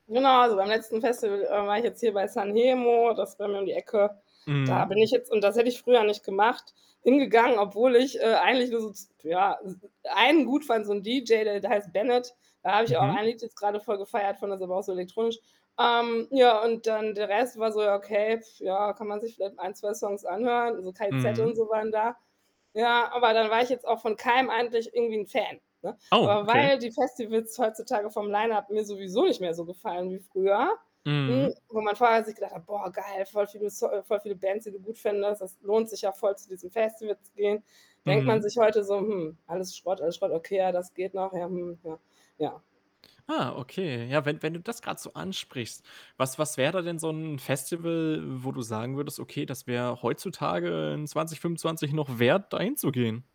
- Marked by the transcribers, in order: static; tapping; other background noise; unintelligible speech; blowing; surprised: "Oh"
- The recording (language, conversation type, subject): German, podcast, Welche Musik beschreibt dich am besten?